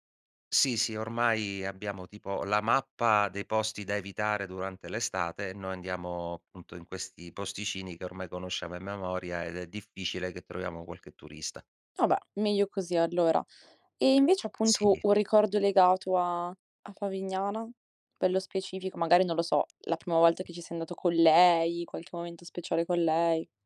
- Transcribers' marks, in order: tapping
- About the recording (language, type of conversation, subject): Italian, podcast, Hai un posto vicino casa dove rifugiarti nella natura: qual è?